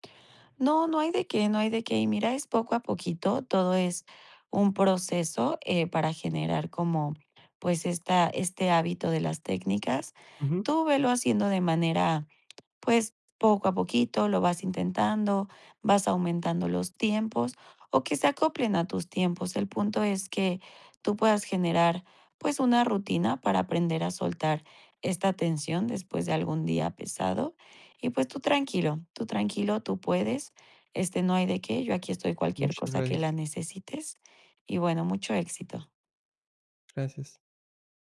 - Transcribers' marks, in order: other background noise
- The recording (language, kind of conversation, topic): Spanish, advice, ¿Cómo puedo soltar la tensión después de un día estresante?